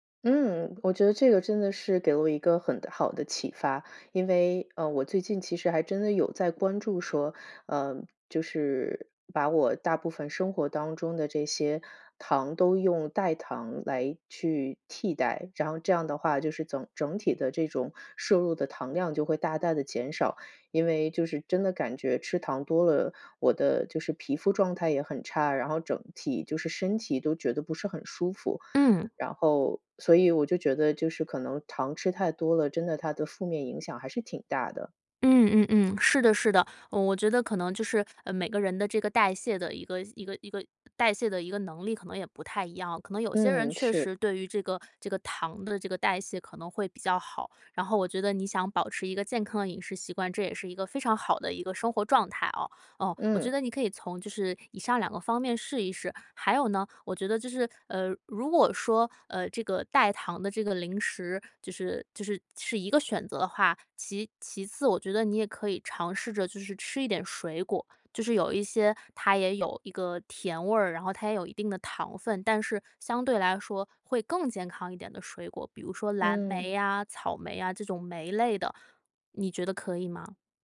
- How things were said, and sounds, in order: none
- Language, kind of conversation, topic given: Chinese, advice, 为什么我总是无法摆脱旧习惯？